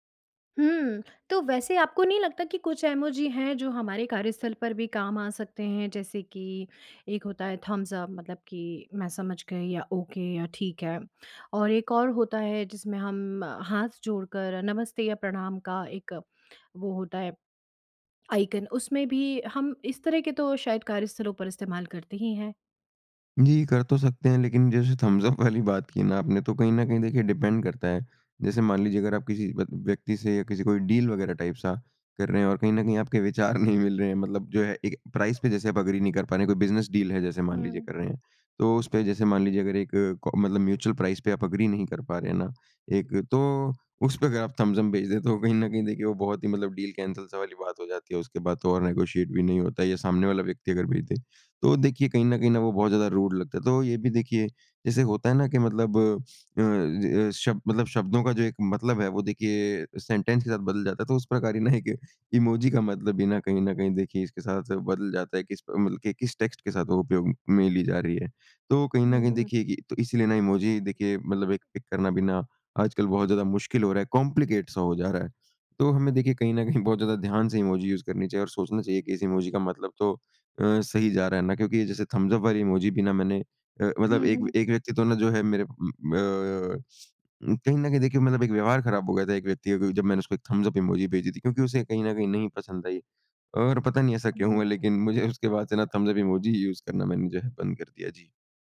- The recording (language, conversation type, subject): Hindi, podcast, आप आवाज़ संदेश और लिखित संदेश में से किसे पसंद करते हैं, और क्यों?
- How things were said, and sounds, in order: in English: "ओके"; in English: "थम्स अप"; laughing while speaking: "वाली"; in English: "डिपेंड"; in English: "डील"; in English: "टाइप"; in English: "प्राइस"; in English: "एग्री"; in English: "बिज़नेस डील"; in English: "म्यूचुअल प्राइस"; in English: "एग्री"; in English: "थम्स अप"; laughing while speaking: "दे तो"; in English: "डील कैंसल"; in English: "नेगोशिएट"; in English: "रूड"; in English: "सेंटेंस"; laughing while speaking: "एक"; in English: "टेक्स्ट"; in English: "पिक"; in English: "कॉम्प्लिकेट"; in English: "यूज़"; in English: "थम्स अप"; in English: "थम्स अप"; in English: "थम्स अप"; in English: "यूज़"